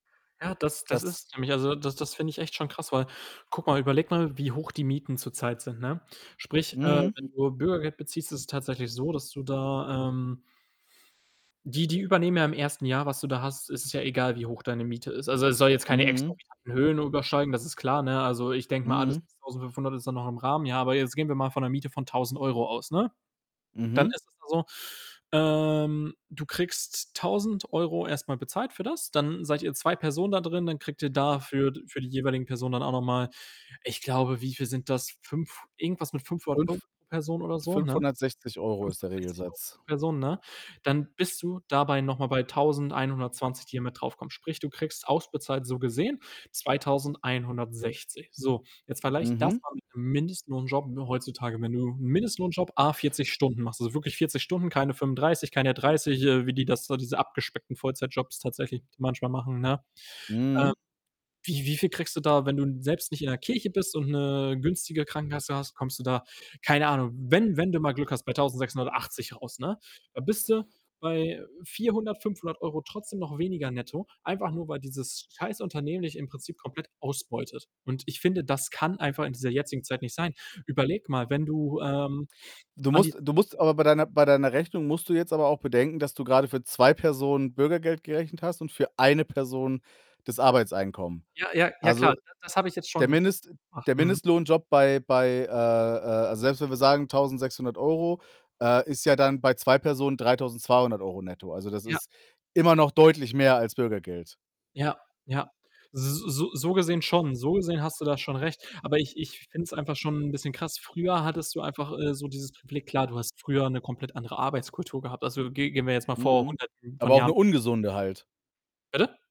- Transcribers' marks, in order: distorted speech; other background noise; tapping; static; stressed: "kann"; stressed: "eine"
- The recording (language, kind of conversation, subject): German, unstructured, Findest du, dass die Regierung genug gegen soziale Probleme unternimmt?
- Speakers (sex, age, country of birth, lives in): male, 20-24, Germany, Germany; male, 35-39, Germany, Germany